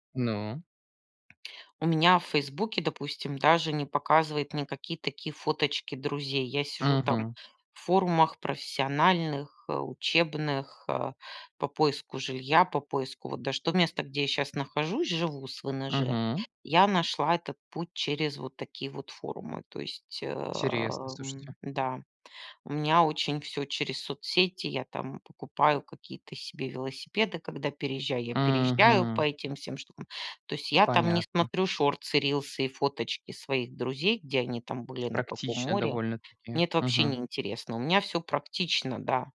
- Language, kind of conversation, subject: Russian, unstructured, Как технологии изменили повседневную жизнь человека?
- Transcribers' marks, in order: tapping